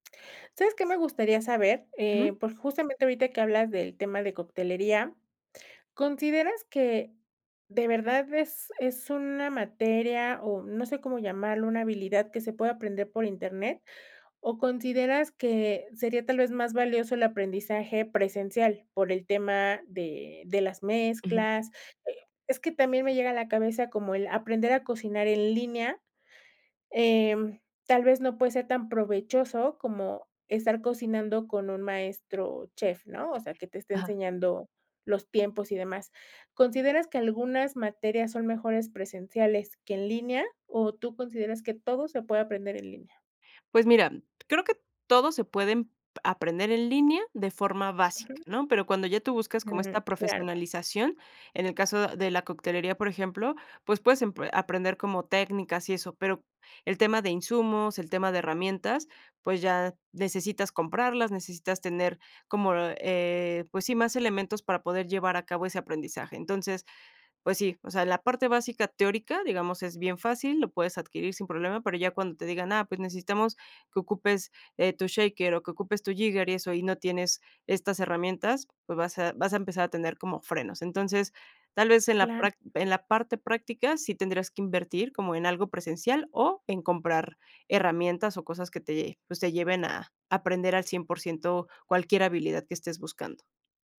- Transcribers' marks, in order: other background noise; other noise; in English: "shaker"; in English: "jigger"
- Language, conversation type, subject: Spanish, podcast, ¿Cómo usas internet para aprender de verdad?